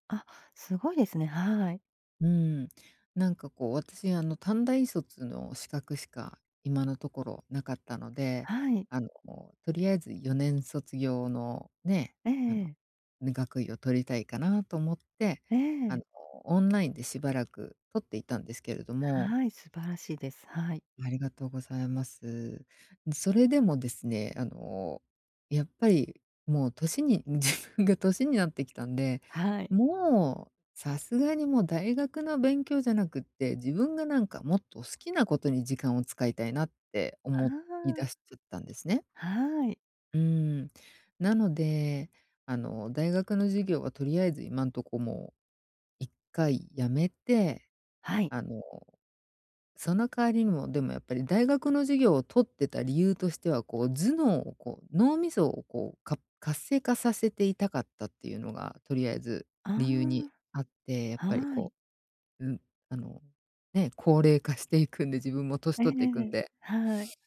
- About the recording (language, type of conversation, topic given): Japanese, advice, 簡単な行動を習慣として定着させるには、どこから始めればいいですか？
- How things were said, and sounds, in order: tapping; laughing while speaking: "自分が"